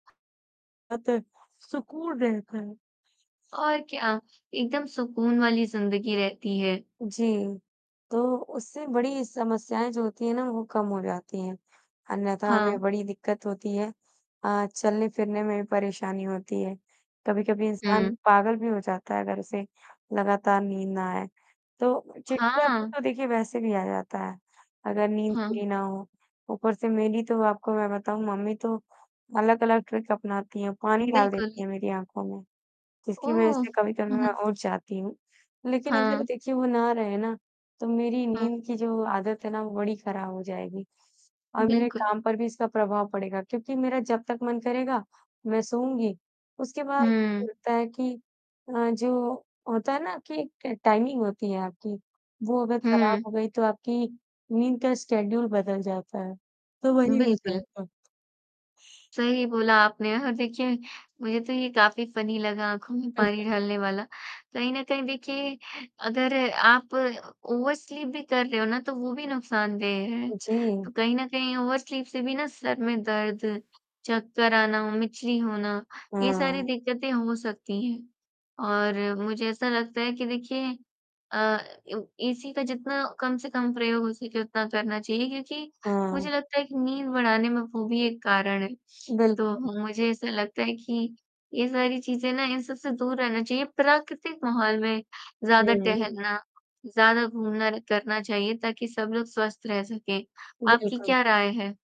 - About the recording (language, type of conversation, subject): Hindi, unstructured, अच्छी नींद हमारे स्वास्थ्य के लिए कितनी जरूरी है?
- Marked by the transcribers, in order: static; distorted speech; in English: "ट्रिक्स"; chuckle; in English: "टाइमिंग"; in English: "शेड्यूल"; in English: "फनी"; in English: "ओवर स्लीप"; in English: "ओवर स्लीप"; unintelligible speech